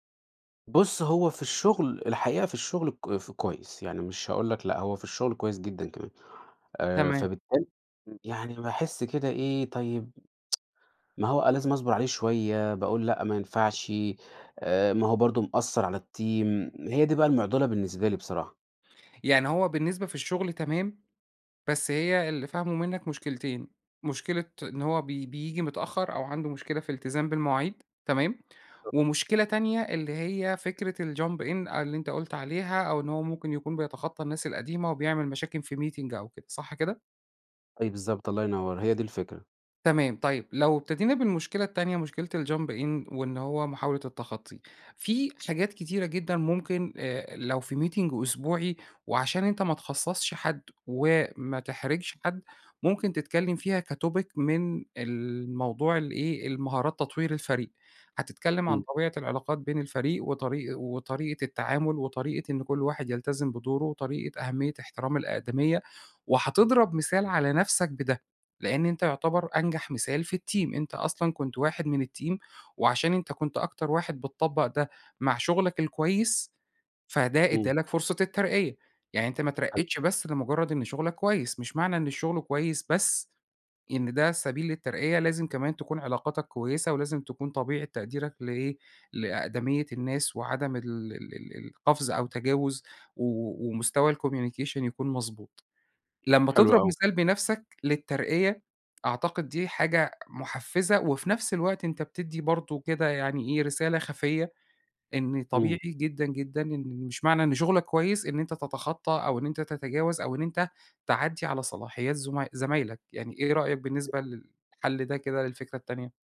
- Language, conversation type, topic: Arabic, advice, إزاي أواجه موظف مش ملتزم وده بيأثر على أداء الفريق؟
- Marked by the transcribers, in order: tsk; in English: "الteam"; unintelligible speech; in English: "الjump in"; "مشاكل" said as "مشاكن"; in English: "meeting"; in English: "الjump in"; in English: "meeting"; in English: "كtopic"; tapping; in English: "الteam"; in English: "الteam"; other background noise; in English: "الcommunication"